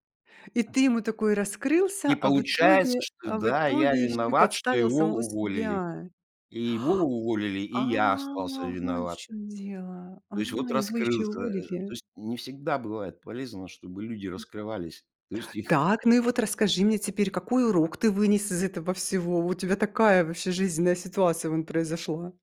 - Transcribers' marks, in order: tapping; gasp
- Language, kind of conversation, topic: Russian, podcast, Как слушать человека так, чтобы он начинал раскрываться?